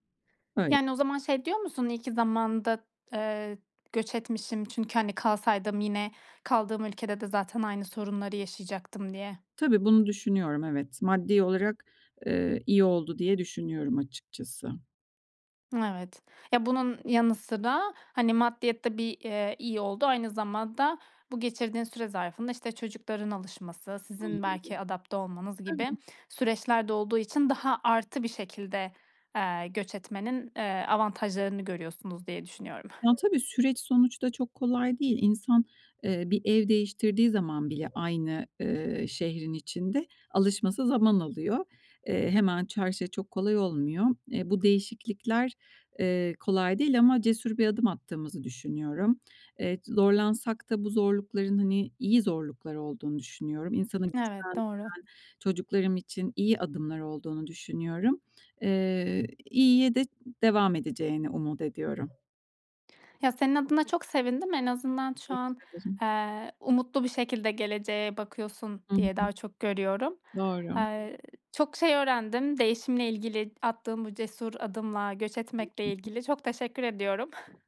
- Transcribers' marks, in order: tapping; other background noise; unintelligible speech; chuckle
- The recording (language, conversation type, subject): Turkish, podcast, Değişim için en cesur adımı nasıl attın?